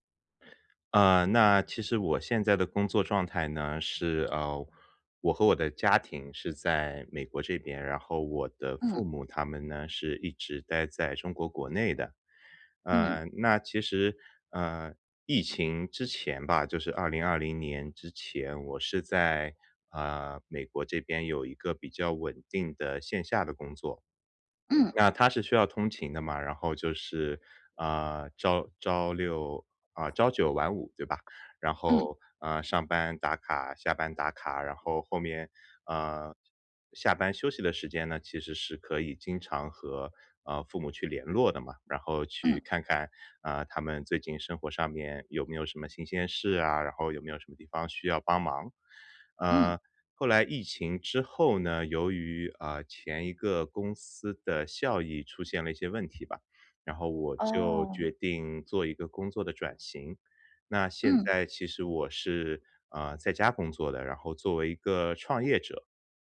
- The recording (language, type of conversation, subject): Chinese, advice, 我该如何在工作与赡养父母之间找到平衡？
- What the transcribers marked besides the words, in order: other noise; other background noise